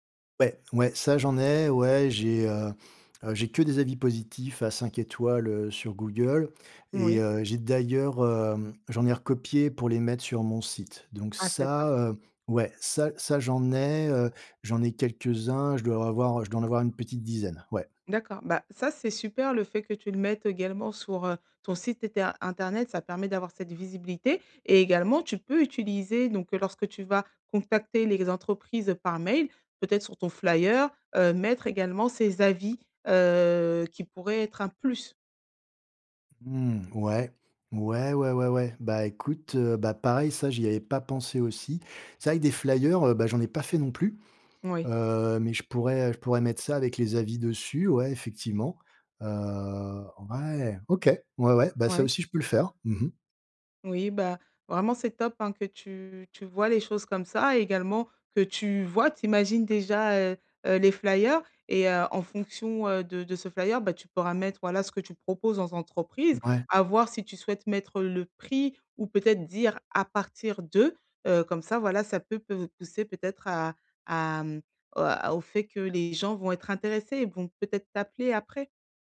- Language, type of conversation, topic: French, advice, Comment puis-je atteindre et fidéliser mes premiers clients ?
- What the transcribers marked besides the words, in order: other background noise